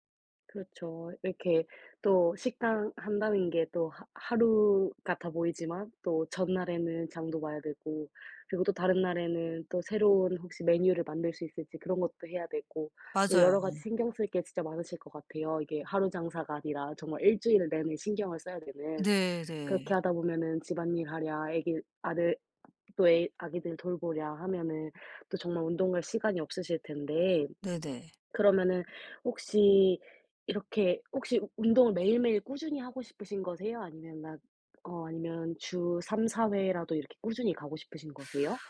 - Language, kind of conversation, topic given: Korean, advice, 요즘 시간이 부족해서 좋아하는 취미를 계속하기가 어려운데, 어떻게 하면 꾸준히 유지할 수 있을까요?
- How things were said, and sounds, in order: other background noise; tapping